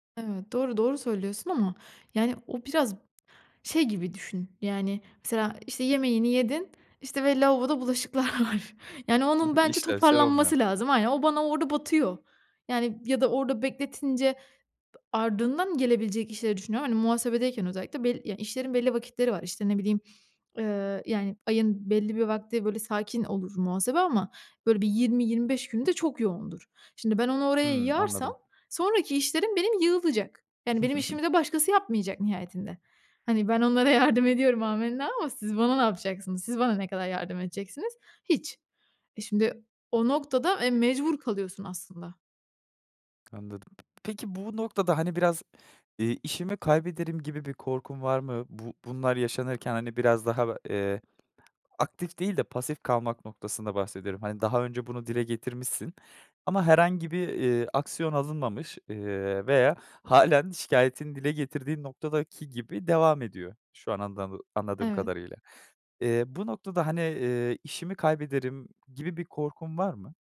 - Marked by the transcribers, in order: trusting: "var"; chuckle; laughing while speaking: "yardım ediyorum amenna ama"; other background noise
- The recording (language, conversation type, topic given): Turkish, advice, İş yerinde sürekli ulaşılabilir olmanız ve mesai dışında da çalışmanız sizden bekleniyor mu?